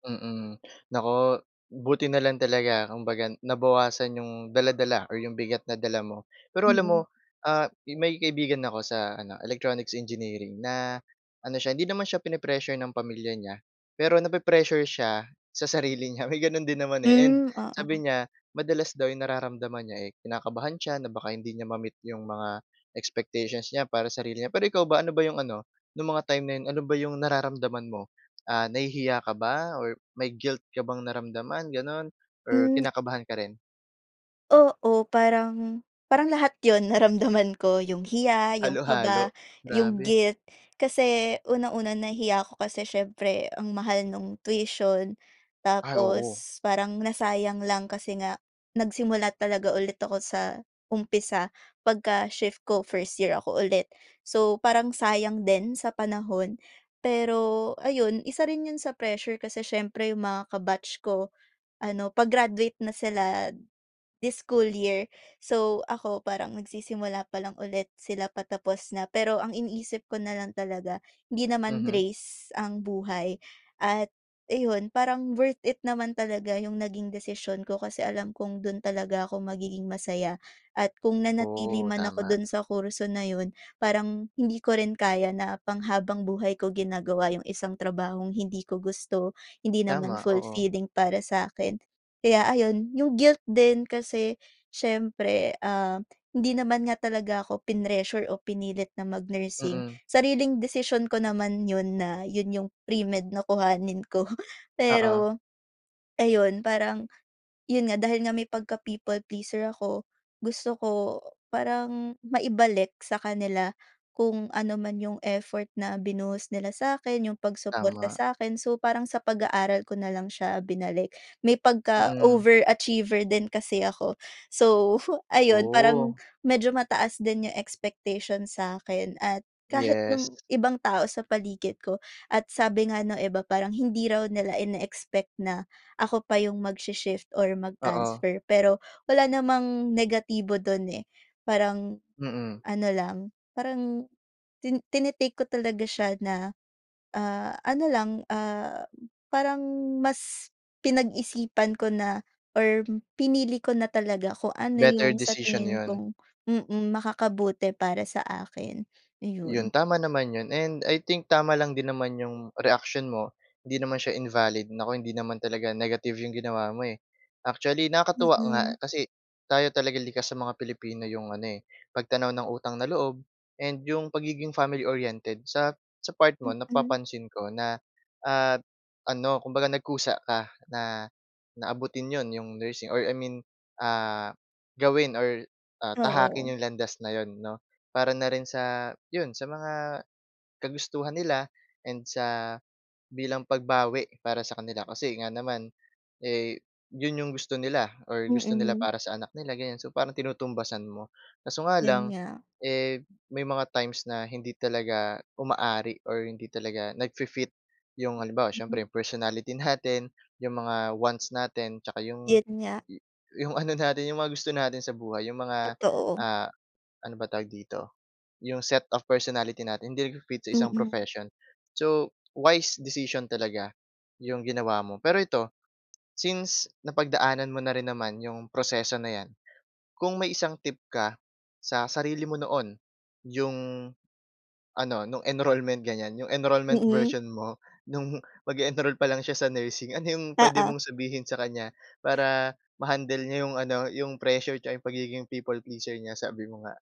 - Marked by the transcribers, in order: other background noise; chuckle; tongue click; laughing while speaking: "kuhanin ko"; chuckle; tapping; laughing while speaking: "natin"; laughing while speaking: "'yong ano natin"; laughing while speaking: "mo, nung mag-e-enroll pa lang siya sa nursing"
- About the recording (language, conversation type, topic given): Filipino, podcast, Paano mo hinaharap ang pressure mula sa opinyon ng iba tungkol sa desisyon mo?